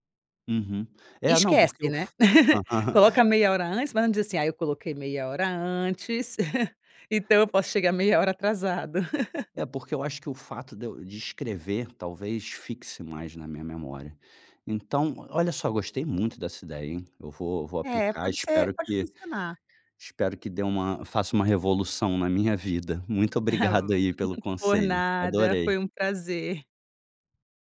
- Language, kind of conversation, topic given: Portuguese, advice, Por que estou sempre atrasado para compromissos importantes?
- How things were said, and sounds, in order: giggle; giggle; laugh; giggle